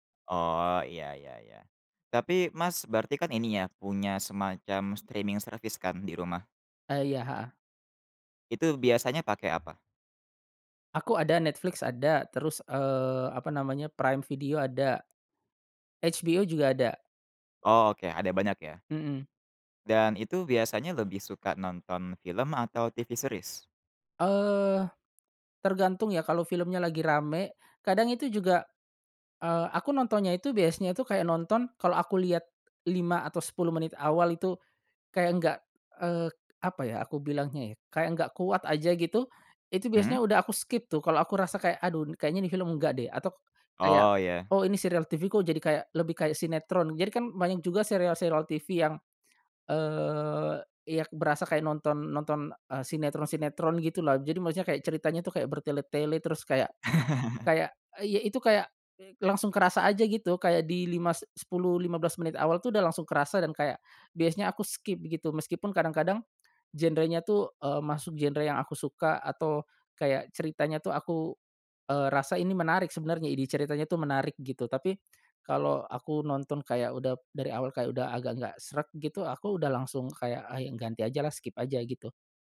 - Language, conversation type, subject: Indonesian, podcast, Bagaimana pengalamanmu menonton film di bioskop dibandingkan di rumah?
- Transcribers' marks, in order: in English: "streaming service"; in English: "HBO"; other background noise; in English: "series?"; in English: "skip"; laugh; in English: "skip"; in English: "skip"